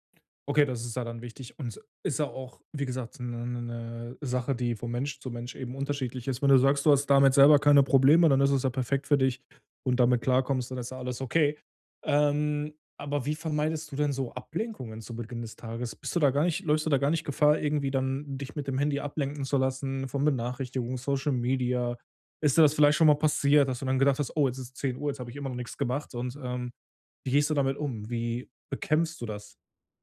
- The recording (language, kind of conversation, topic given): German, podcast, Wie startest du zu Hause produktiv in den Tag?
- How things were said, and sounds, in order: none